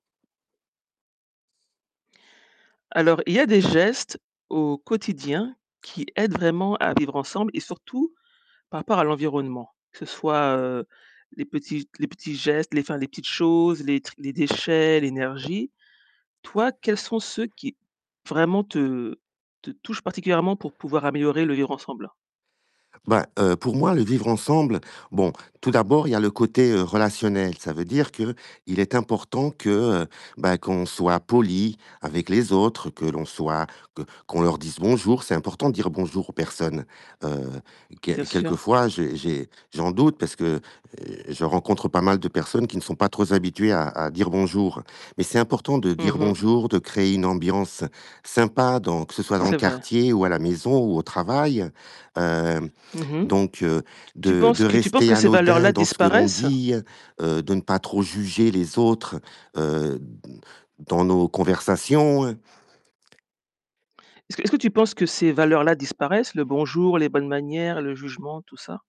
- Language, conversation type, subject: French, podcast, Quels petits gestes du quotidien peuvent améliorer le vivre-ensemble ?
- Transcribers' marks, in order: other background noise; tapping